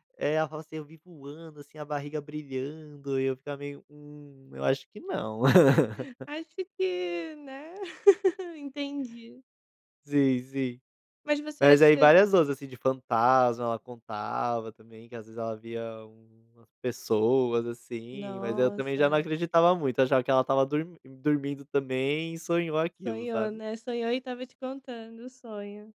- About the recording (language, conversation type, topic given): Portuguese, podcast, Você se lembra de alguma história ou mito que ouvia quando criança?
- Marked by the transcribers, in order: laugh